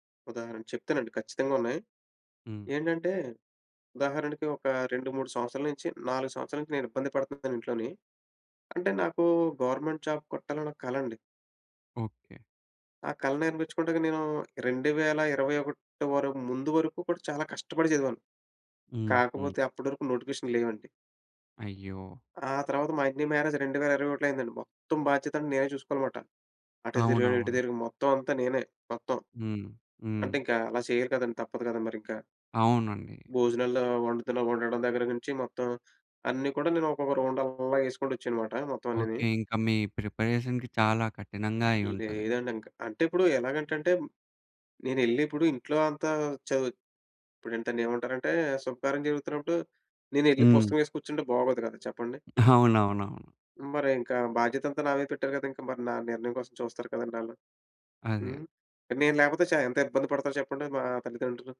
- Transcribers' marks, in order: in English: "గవర్మెంట్ జాబ్"; in English: "మ్యారేజ్"; stressed: "మొత్తం"; in English: "రౌండ్"; in English: "ప్రిపరేషన్‌కి"
- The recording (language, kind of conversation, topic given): Telugu, podcast, కుటుంబ నిరీక్షణలు మీ నిర్ణయాలపై ఎలా ప్రభావం చూపించాయి?